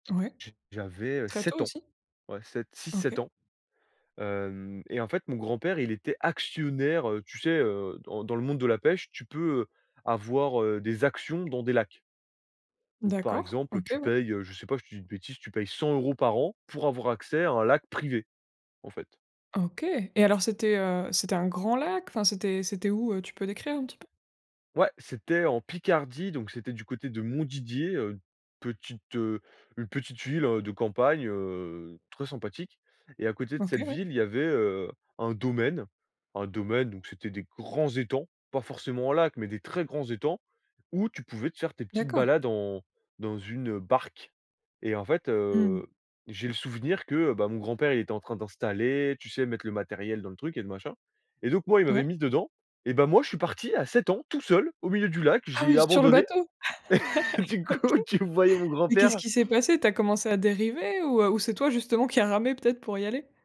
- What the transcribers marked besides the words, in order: stressed: "actionnaire"; stressed: "privé"; stressed: "très"; other background noise; stressed: "barque"; laugh; laughing while speaking: "Du coup"
- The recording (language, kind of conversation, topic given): French, podcast, Quel souvenir te revient quand tu penses à tes loisirs d'enfance ?